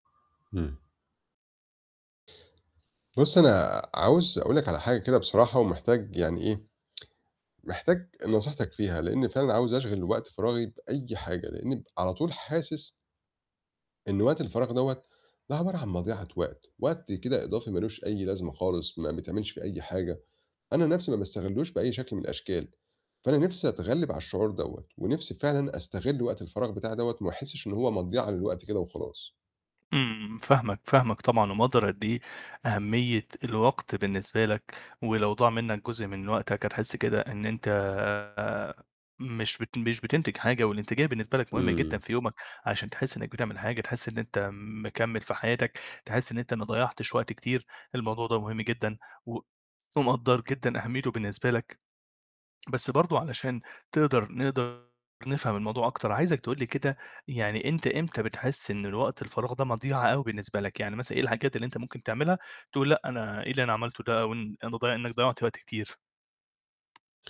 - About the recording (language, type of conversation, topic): Arabic, advice, إزاي أقدر أرتاح في وقت فراغي من غير ما أحس إنه مضيعة أو بالذنب؟
- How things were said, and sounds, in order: tsk; distorted speech; tapping